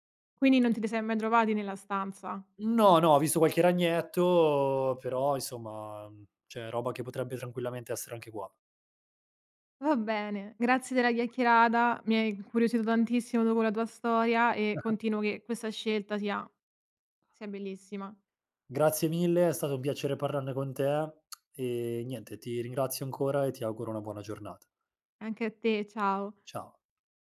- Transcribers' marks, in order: "cioè" said as "ceh"; tongue click
- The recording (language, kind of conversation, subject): Italian, podcast, Raccontami di una volta in cui hai seguito il tuo istinto: perché hai deciso di fidarti di quella sensazione?